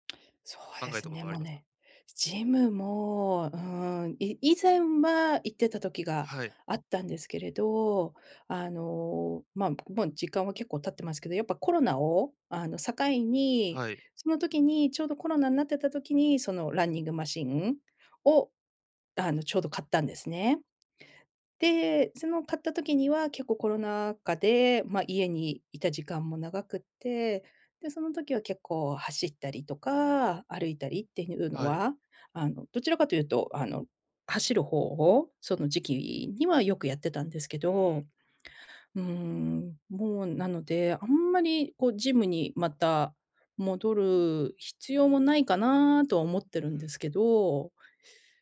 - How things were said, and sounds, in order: other noise
- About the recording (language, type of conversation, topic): Japanese, advice, やる気が出ないとき、どうすれば物事を続けられますか？